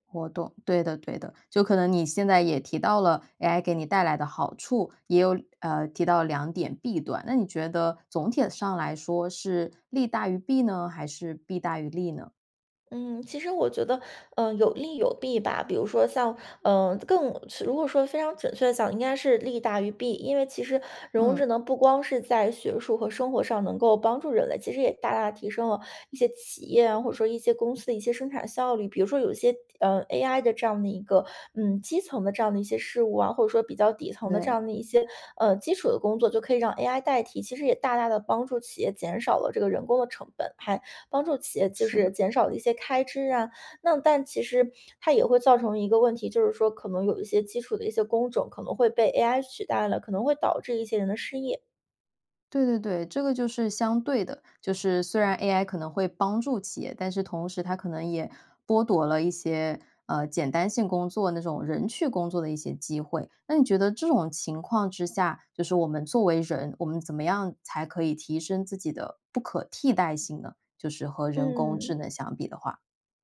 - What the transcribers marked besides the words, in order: other background noise
- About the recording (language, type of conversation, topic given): Chinese, podcast, 你如何看待人工智能在日常生活中的应用？